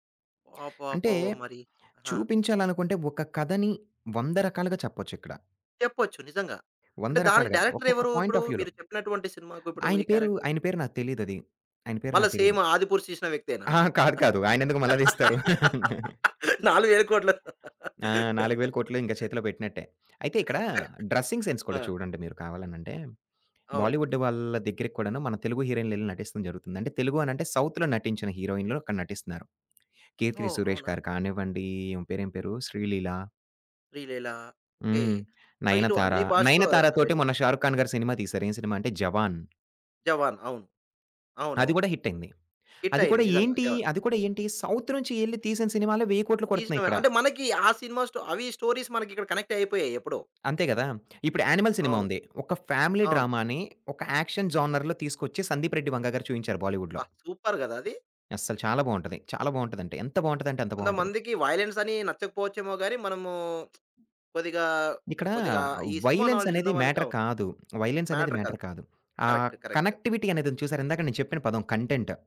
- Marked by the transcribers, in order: in English: "పాయింట్ అఫ్ వ్యూలో"; in English: "క్యారెక్టర్?"; in English: "సేమ్"; laughing while speaking: "ఆ! కాదు కాదు. ఆయనెందుకు మల్లా తీస్తారు?"; other background noise; laugh; laughing while speaking: "నాలుగు వేల కోట్లు"; in English: "డ్రెసింగ్ సెన్స్"; chuckle; in English: "బాలీవుడ్"; in English: "సౌత్‌లో"; in English: "సో"; in English: "హిట్"; in English: "హిట్"; in English: "సౌత్"; in English: "స్టోరీస్"; in English: "కనెక్ట్"; in English: "ఫ్యామిలీ డ్రామా‌ని"; in English: "యాక్షన్ జోనర్‌లో"; in English: "బాలీవుడ్‌లో"; in English: "సూపర్"; in English: "వయలెన్స్"; in English: "వయలెన్స్"; in English: "మ్యాటర్"; in English: "నా‌లెడ్జ్"; in English: "వయలెన్స్"; in English: "మ్యాటర్"; in English: "మ్యాటర్"; in English: "కనెక్టివిటీ"; in English: "కంటెంట్"
- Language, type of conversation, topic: Telugu, podcast, బాలీవుడ్ మరియు టాలీవుడ్‌ల పాపులర్ కల్చర్‌లో ఉన్న ప్రధాన తేడాలు ఏమిటి?